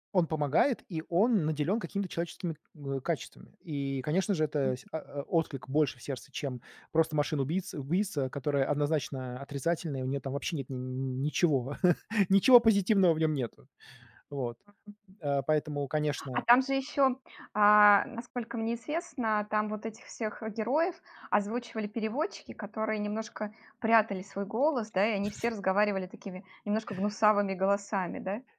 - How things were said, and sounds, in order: chuckle; background speech; other background noise; tapping
- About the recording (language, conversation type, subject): Russian, podcast, Какой герой из книги или фильма тебе особенно близок и почему?